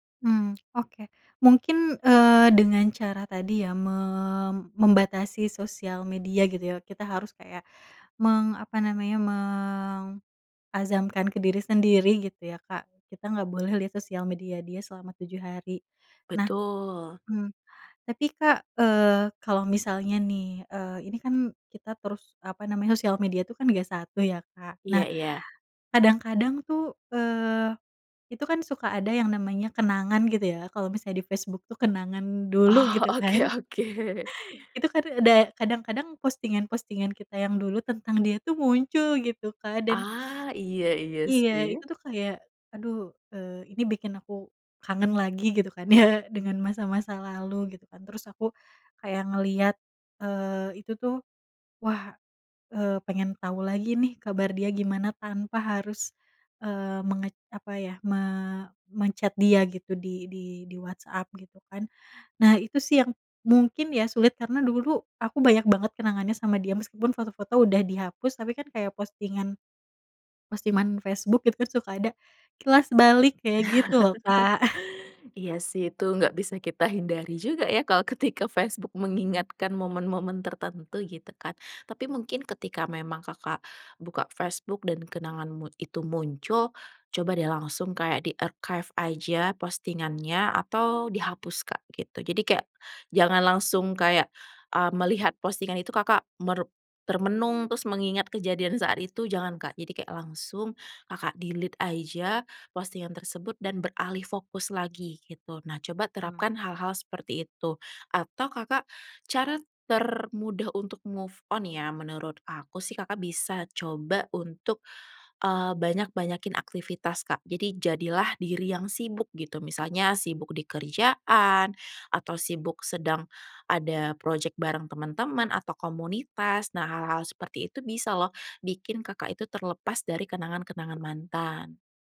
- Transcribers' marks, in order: laughing while speaking: "oke oke"; laughing while speaking: "ya"; "postingan" said as "postiman"; chuckle; in English: "di-archive"; in English: "delete"; in English: "move on"
- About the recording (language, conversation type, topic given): Indonesian, advice, Kenapa saya sulit berhenti mengecek akun media sosial mantan?